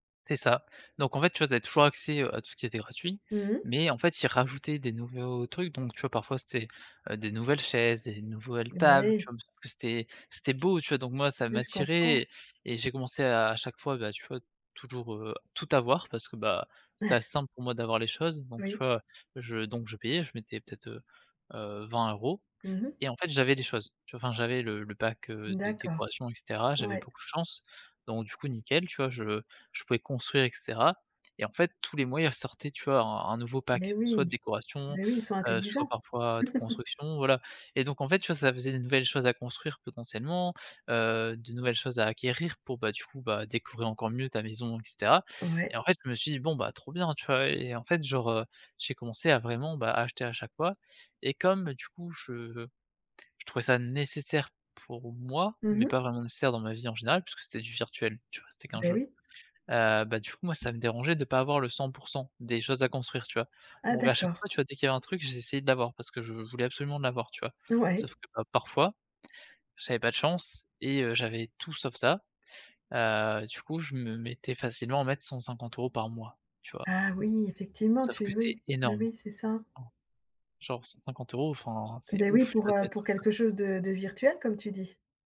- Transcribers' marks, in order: "nouvelles" said as "nouvoelle"; chuckle; chuckle; unintelligible speech
- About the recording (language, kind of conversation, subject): French, advice, Comment te sens-tu après avoir fait des achats dont tu n’avais pas besoin ?